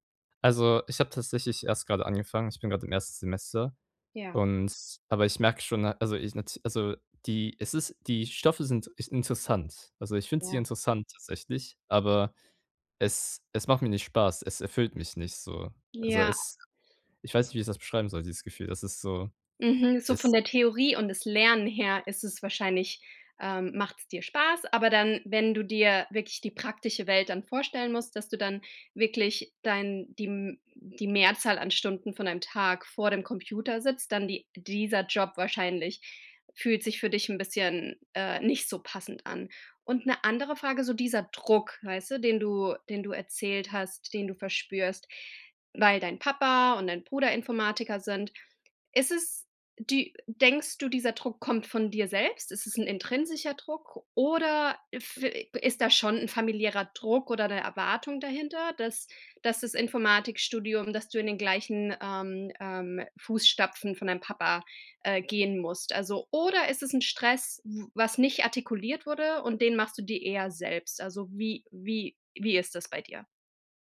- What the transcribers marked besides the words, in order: other background noise
- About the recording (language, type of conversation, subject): German, advice, Wie kann ich besser mit meiner ständigen Sorge vor einer ungewissen Zukunft umgehen?